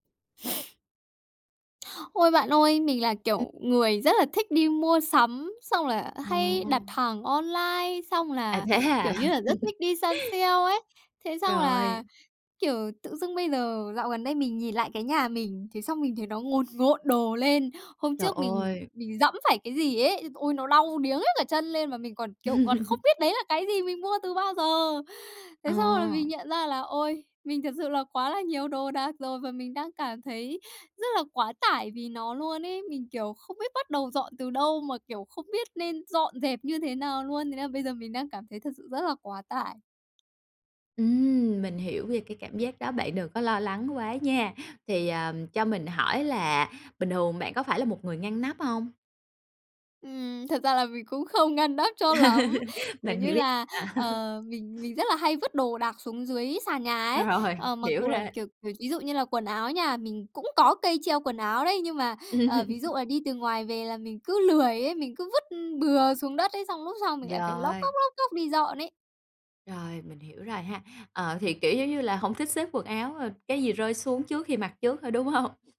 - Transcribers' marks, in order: sniff; laughing while speaking: "thế hả?"; laugh; tapping; laugh; laughing while speaking: "không ngăn nắp cho lắm"; laugh; laughing while speaking: "bạn"; laugh; other background noise; laughing while speaking: "Rồi, hiểu rồi"; laughing while speaking: "Ừm"; laughing while speaking: "hông?"
- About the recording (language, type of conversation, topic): Vietnamese, advice, Làm thế nào để bắt đầu dọn dẹp khi bạn cảm thấy quá tải vì quá nhiều đồ đạc?